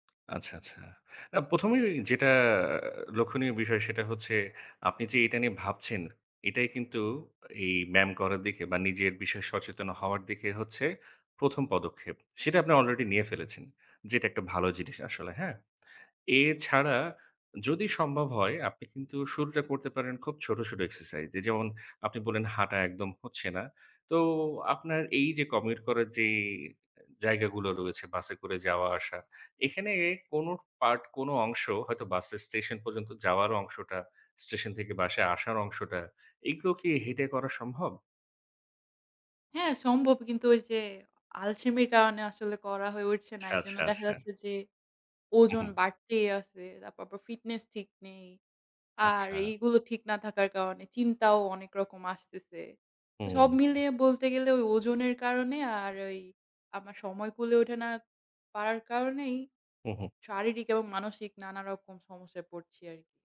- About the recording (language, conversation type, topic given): Bengali, advice, কাজ ও সামাজিক জীবনের সঙ্গে ব্যায়াম সমন্বয় করতে কেন কষ্ট হচ্ছে?
- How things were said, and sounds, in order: tapping; in English: "commit"; "আচ্ছা" said as "চ্ছা"; "আচ্ছা" said as "চ্ছা"; in English: "fitness"; other noise